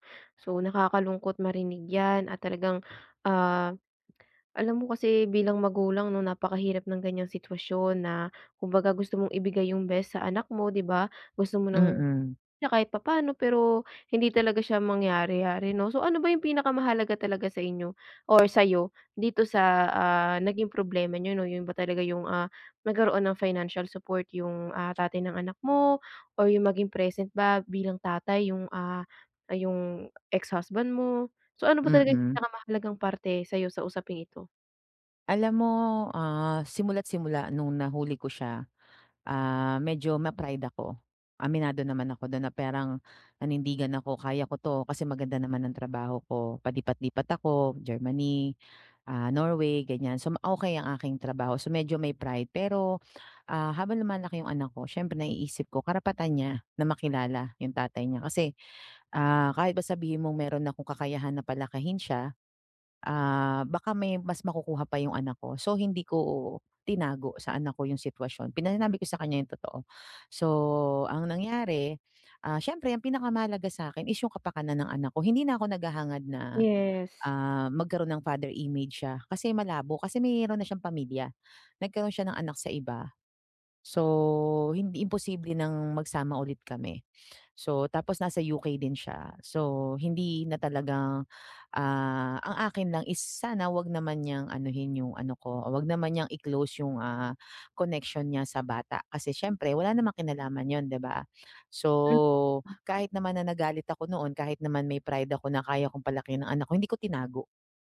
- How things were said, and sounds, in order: tapping
- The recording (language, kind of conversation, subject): Filipino, advice, Paano kami makakahanap ng kompromiso sa pagpapalaki ng anak?